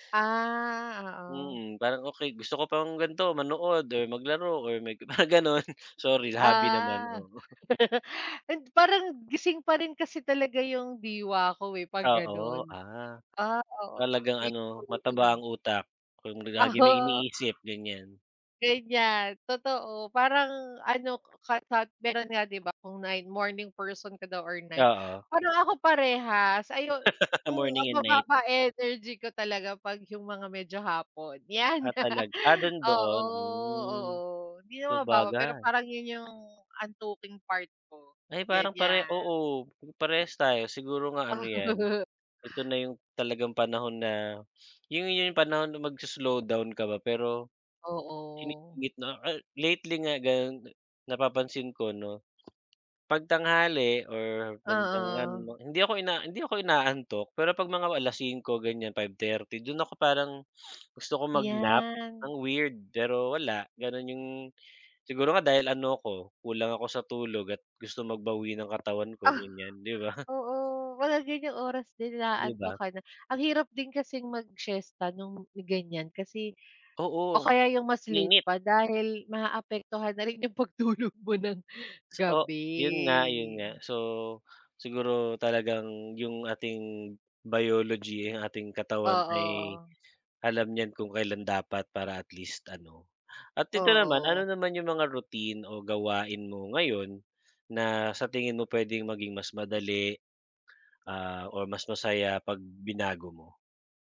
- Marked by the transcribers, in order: chuckle; laugh; laugh; chuckle; tapping; in English: "weird"; laughing while speaking: "yung pagtulog"; drawn out: "gabi"
- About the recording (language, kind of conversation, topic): Filipino, unstructured, Ano ang mga simpleng bagay na gusto mong baguhin sa araw-araw?